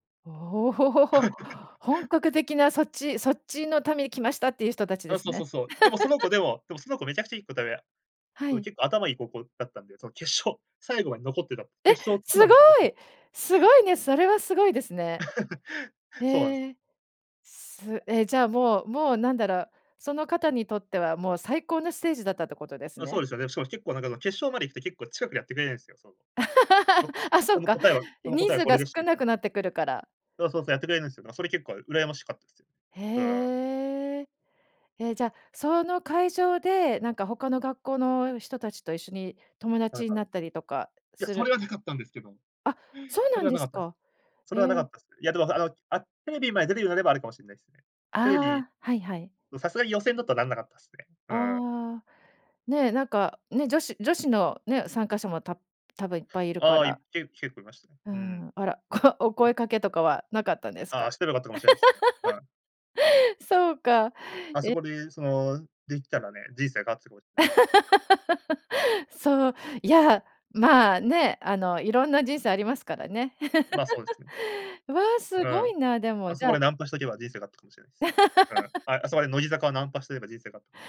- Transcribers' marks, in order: chuckle; laugh; laugh; laugh; laugh; laugh; laugh; laugh; laugh
- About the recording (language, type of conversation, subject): Japanese, podcast, ライブやコンサートで最も印象に残っている出来事は何ですか？